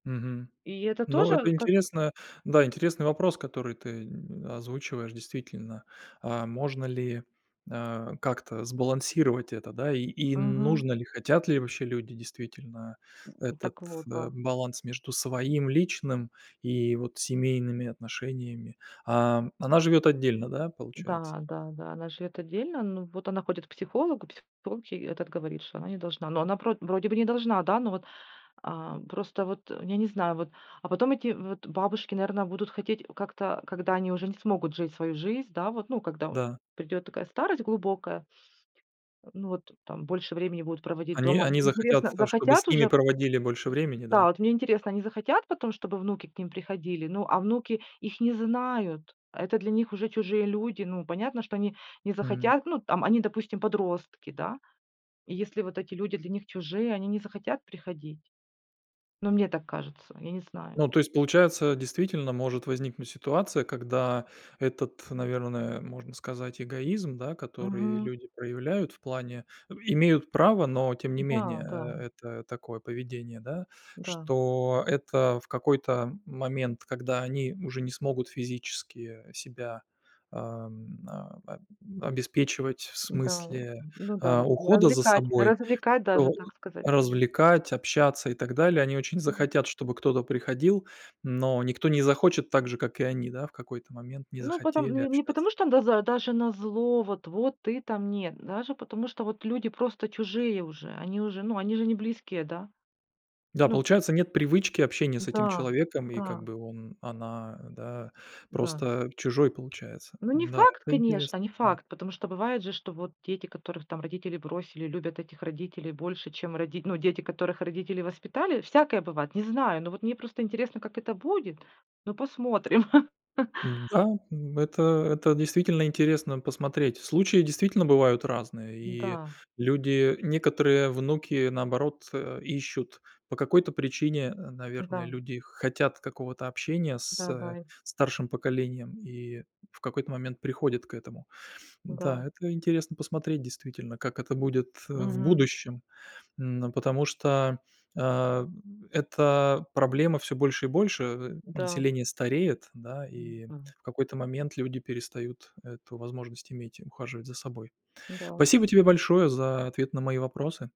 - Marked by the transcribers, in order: other background noise; laugh
- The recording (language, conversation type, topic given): Russian, podcast, Какую роль играют бабушки и дедушки в вашей семье?